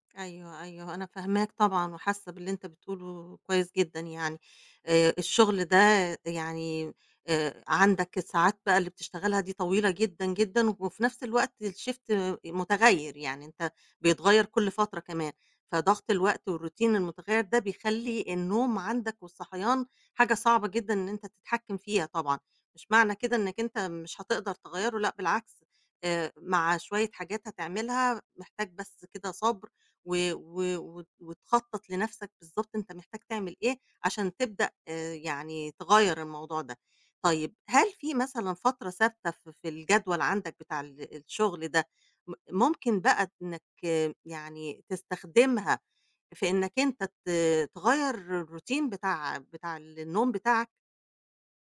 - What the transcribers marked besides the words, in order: other background noise; in English: "الshift"; in English: "والroutine"; in English: "الroutine"
- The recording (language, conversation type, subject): Arabic, advice, إزاي أقدر ألتزم بميعاد نوم وصحيان ثابت؟